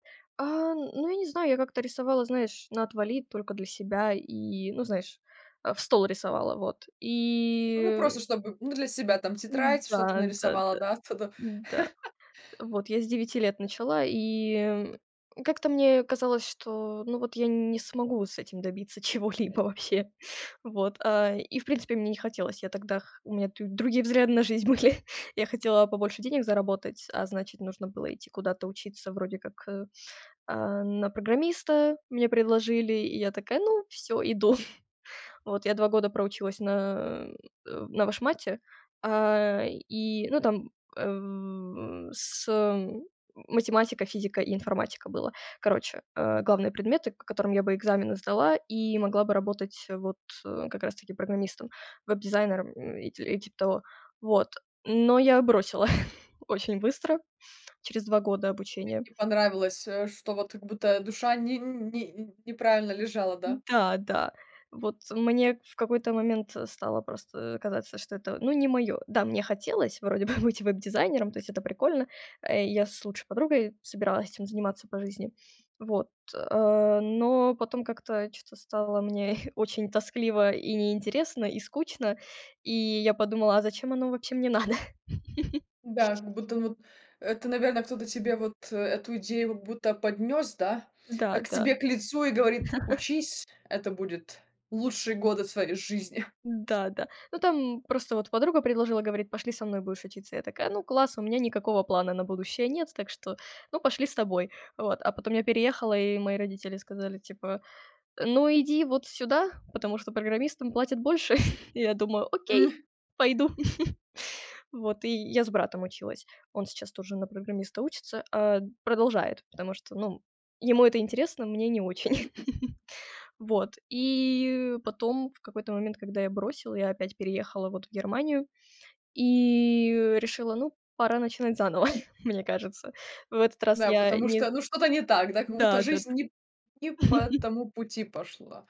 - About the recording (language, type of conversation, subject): Russian, podcast, Как ты относишься к идее превратить хобби в работу?
- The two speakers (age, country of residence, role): 20-24, France, host; 20-24, Germany, guest
- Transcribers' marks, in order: laughing while speaking: "оттуда"; chuckle; laughing while speaking: "чего-либо вообще"; laughing while speaking: "были"; chuckle; chuckle; laughing while speaking: "бы"; chuckle; laughing while speaking: "надо?"; chuckle; other noise; sniff; chuckle; chuckle; other background noise; chuckle; chuckle; chuckle; laughing while speaking: "мне кажется"; chuckle; tapping